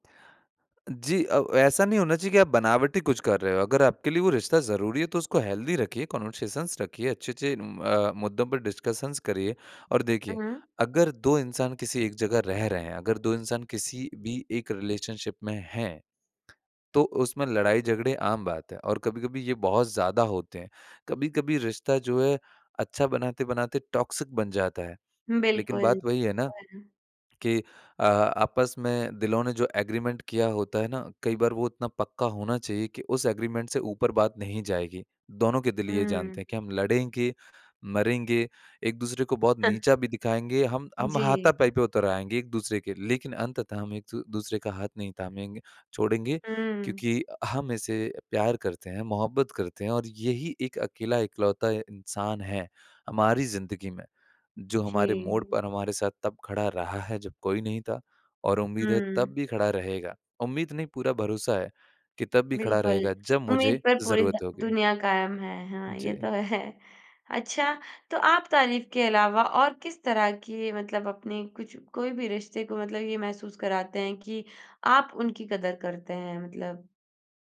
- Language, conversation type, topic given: Hindi, podcast, रिश्तों में तारीफें देने से कितना असर पड़ता है?
- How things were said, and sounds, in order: in English: "हेल्दी"; in English: "कन्वर्सेशन्स"; in English: "डिस्कशन्स"; in English: "रिलेशनशिप"; tapping; in English: "टॉक्सिक"; in English: "एग्रीमेंट"; in English: "एग्रीमेंट"; laughing while speaking: "है"